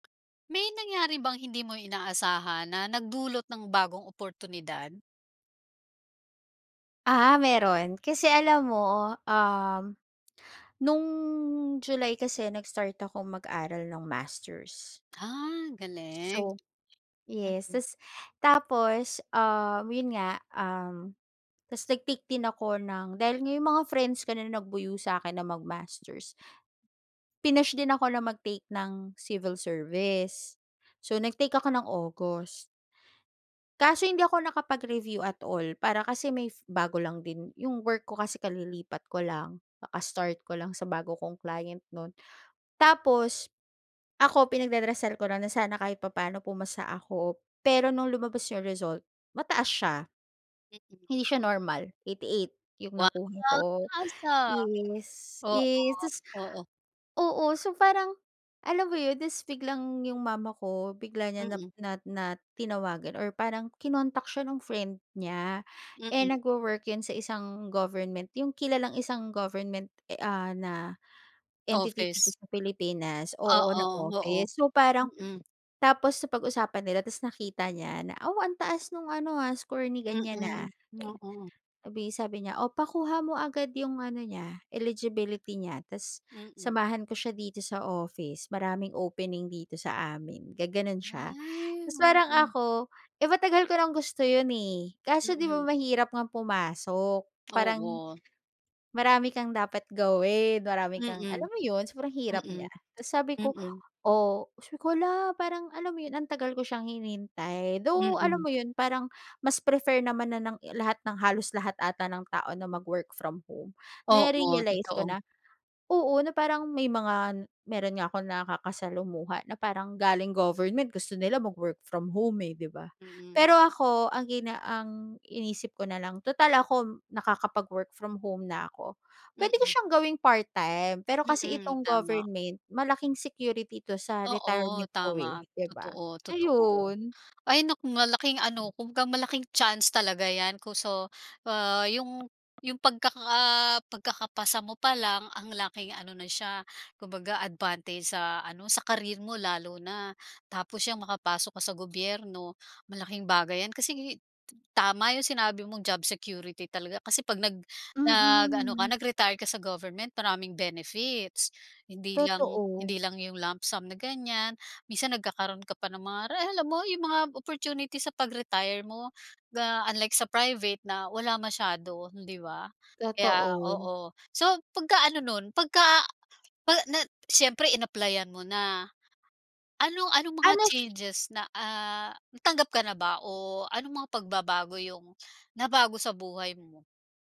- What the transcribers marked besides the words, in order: in English: "nakapag-review at all"; "Gumanon" said as "Gaganon"; gasp; in English: "mag-work from home"; in English: "mag-work from home"; in English: "lump sum"
- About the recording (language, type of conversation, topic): Filipino, podcast, May nangyari bang hindi mo inaasahan na nagbukas ng bagong oportunidad?